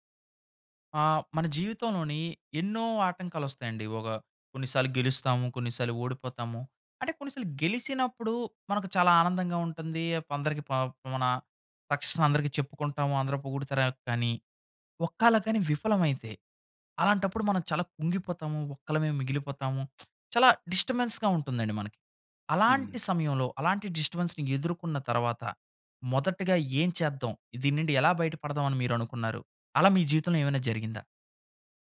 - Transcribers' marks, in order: in English: "సక్సెస్"; lip smack; in English: "డిస్టర్బెన్స్‌గా"; in English: "డిస్టర్బెన్స్‌ని"
- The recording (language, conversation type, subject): Telugu, podcast, విఫలమైన తర్వాత మీరు తీసుకున్న మొదటి చర్య ఏమిటి?